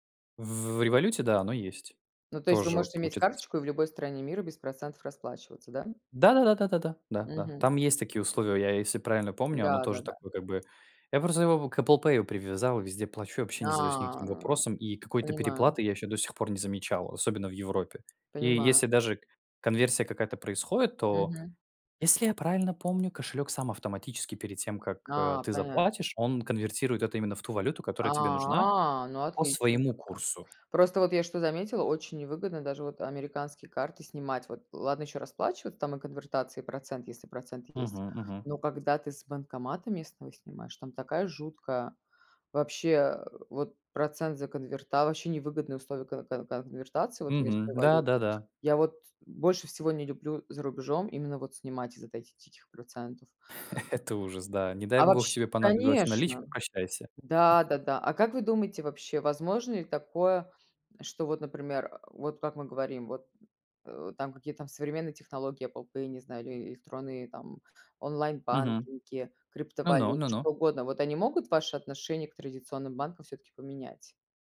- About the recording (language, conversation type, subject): Russian, unstructured, Что заставляет вас не доверять банкам и другим финансовым организациям?
- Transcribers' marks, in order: tapping; other background noise; unintelligible speech; grunt; drawn out: "А"; chuckle; chuckle